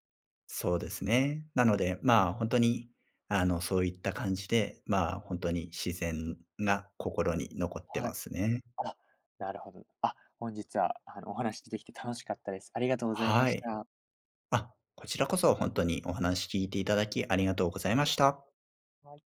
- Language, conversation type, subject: Japanese, podcast, 最近の自然を楽しむ旅行で、いちばん心に残った瞬間は何でしたか？
- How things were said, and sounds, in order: none